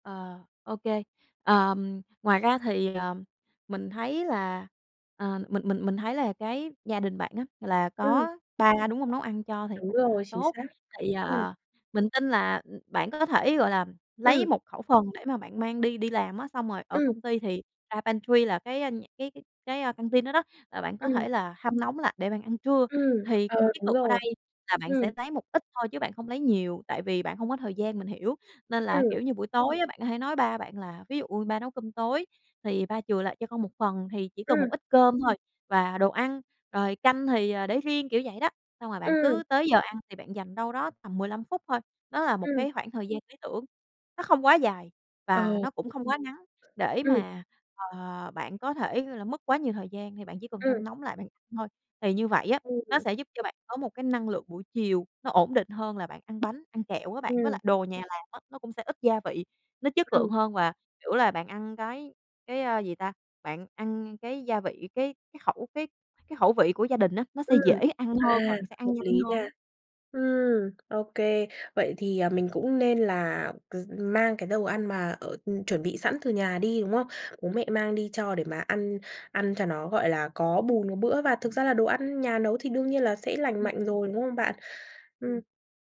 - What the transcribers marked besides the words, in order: other background noise; tapping; in English: "pantry"
- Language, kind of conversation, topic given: Vietnamese, advice, Bạn bận rộn nên thường ăn vội, vậy làm thế nào để ăn uống lành mạnh hơn?